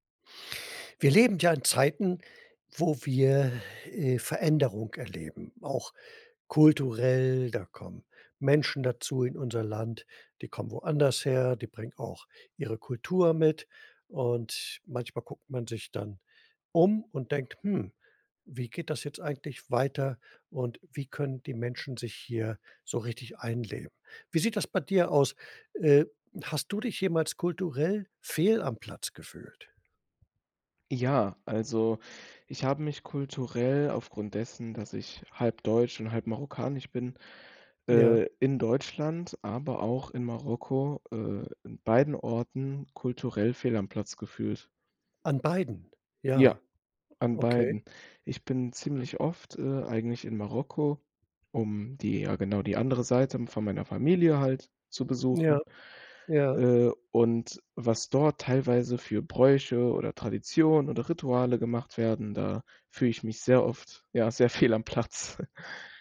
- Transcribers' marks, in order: inhale; exhale; breath; stressed: "fehl"; inhale; other background noise; background speech; laughing while speaking: "sehr fehl am Platz"; giggle
- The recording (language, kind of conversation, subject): German, podcast, Hast du dich schon einmal kulturell fehl am Platz gefühlt?